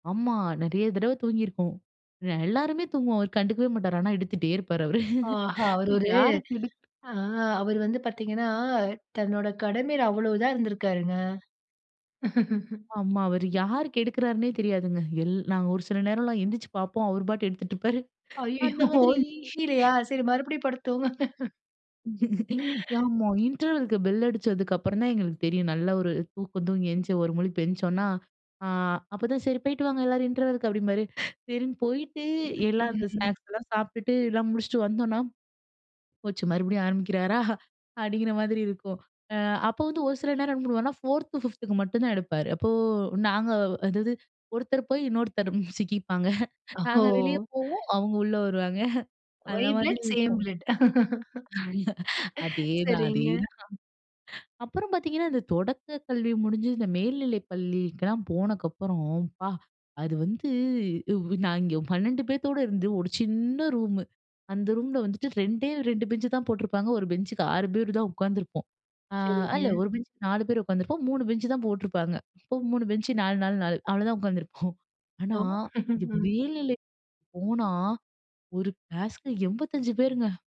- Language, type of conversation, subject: Tamil, podcast, பள்ளிக் கால நினைவுகளில் இன்னும் பொன்னாக மனதில் நிற்கும் ஒரு தருணம் உங்களுக்குண்டா?
- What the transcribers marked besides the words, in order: laugh; tapping; laugh; laughing while speaking: "அய்யய்யோ! முடிலையா சரி மறுபடியும் படுத்து தூங்குங்க"; chuckle; laughing while speaking: "அந்த மாதிரி"; unintelligible speech; in English: "இன்டர்வெல்க்கு பெல்"; other noise; in English: "இன்டர்வெல்க்கு"; other background noise; in English: "ஃபோர்த், பிஃப்த்க்கு"; laughing while speaking: "ஒருத்தர் போய் இன்னொருத்தர் சிக்கிப்பாங்க"; in English: "ஒயி பிளட் சேம் பிளட்"; laugh; laugh; chuckle